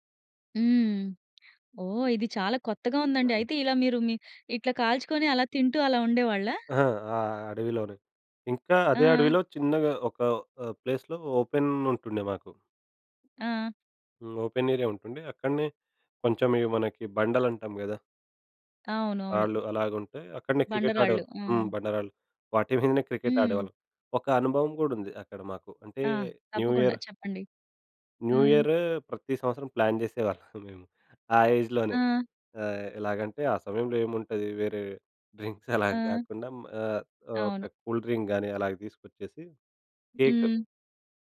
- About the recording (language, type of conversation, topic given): Telugu, podcast, మీ బాల్యంలో జరిగిన ఏ చిన్న అనుభవం ఇప్పుడు మీకు ఎందుకు ప్రత్యేకంగా అనిపిస్తుందో చెప్పగలరా?
- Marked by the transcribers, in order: chuckle; in English: "ప్లేస్‌లో ఓపెన్"; in English: "ఓపెన్ ఏరియా"; in English: "క్రికెట్"; in English: "క్రికెట్"; in English: "న్యూ ఇయర్"; in English: "న్యూ ఇయర్"; in English: "ప్లాన్"; giggle; in English: "ఏజ్‌లోనే"; in English: "డ్రింక్స్"; in English: "కూల్ డ్రింక్"; in English: "కేక్"